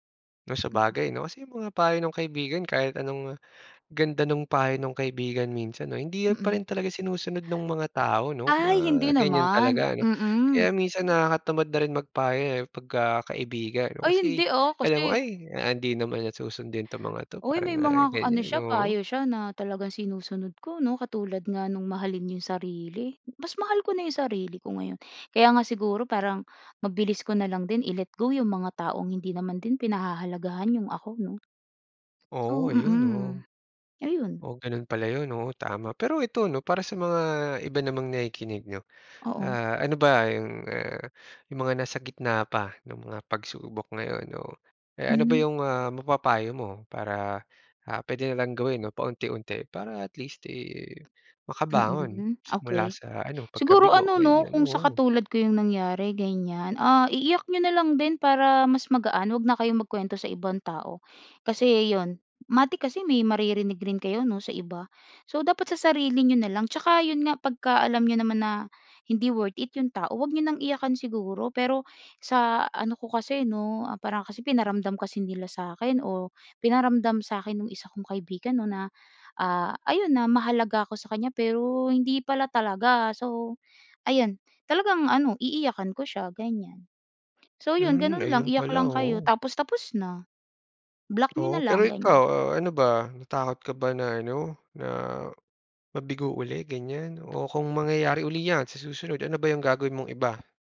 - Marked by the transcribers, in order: tapping
- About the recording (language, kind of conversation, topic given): Filipino, podcast, Ano ang pinakamalaking aral na natutunan mo mula sa pagkabigo?